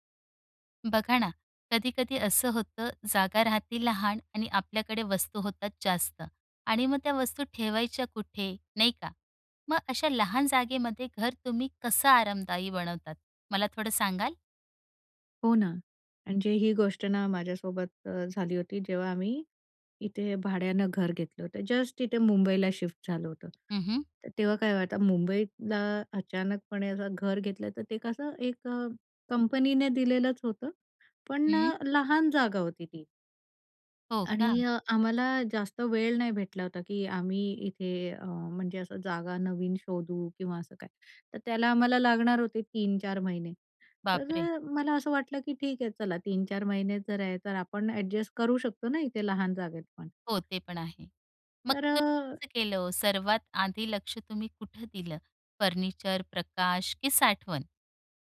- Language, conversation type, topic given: Marathi, podcast, लहान घरात तुम्ही घर कसं अधिक आरामदायी करता?
- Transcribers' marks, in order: other background noise; tapping